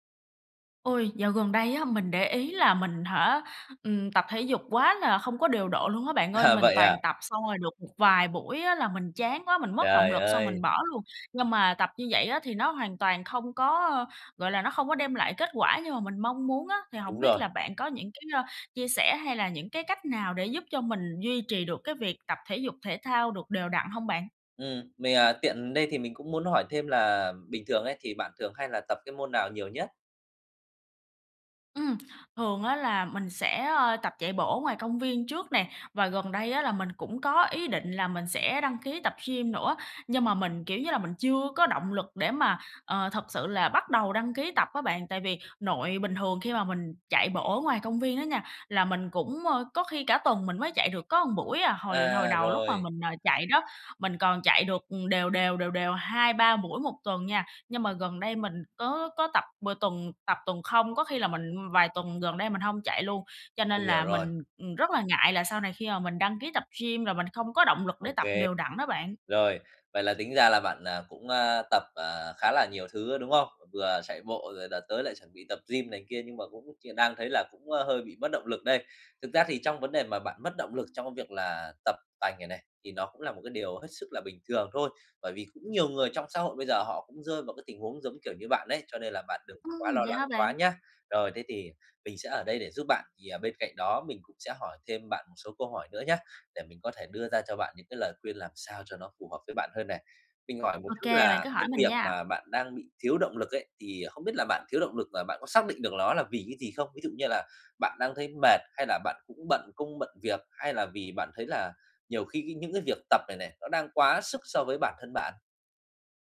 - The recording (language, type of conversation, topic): Vietnamese, advice, Làm sao tôi có thể tìm động lực để bắt đầu tập luyện đều đặn?
- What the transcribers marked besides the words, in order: laughing while speaking: "À"; tapping; other background noise